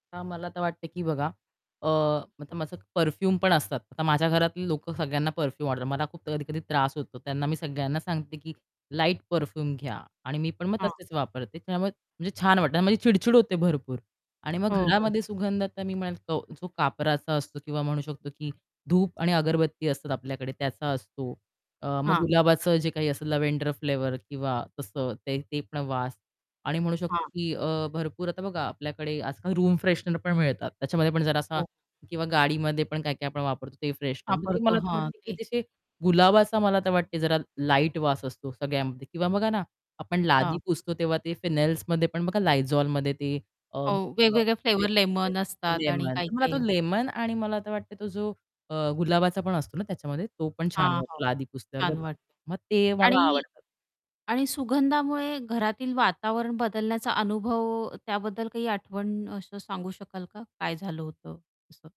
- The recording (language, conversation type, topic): Marathi, podcast, घरातील सुगंध घराचा मूड कसा बदलतो?
- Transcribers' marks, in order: in English: "परफ्यूम"; in English: "परफ्यूम"; in English: "परफ्यूम"; static; in English: "लॅव्हेंडर"; in English: "रूम फ्रेशनर"; in English: "फ्रेशनर"; unintelligible speech; distorted speech